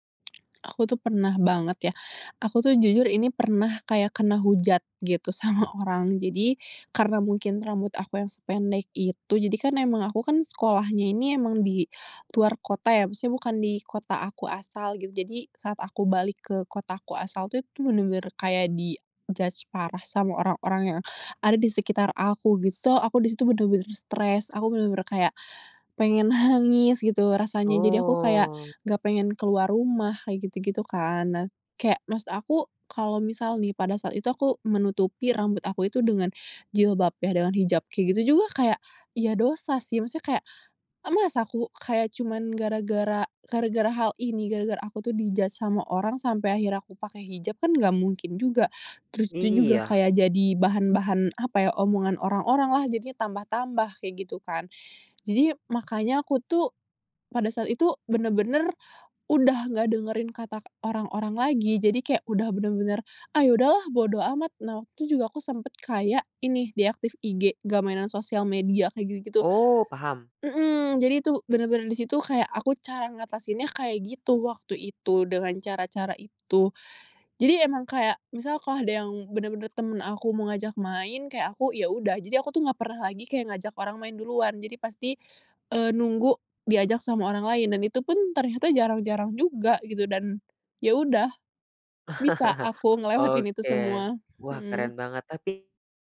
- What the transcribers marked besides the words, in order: laughing while speaking: "sama"; in English: "judge"; in English: "So"; in English: "judge"; in English: "deactive"; chuckle; tapping; laughing while speaking: "ngelewatin"; other background noise
- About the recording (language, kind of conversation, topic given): Indonesian, podcast, Apa tantangan terberat saat mencoba berubah?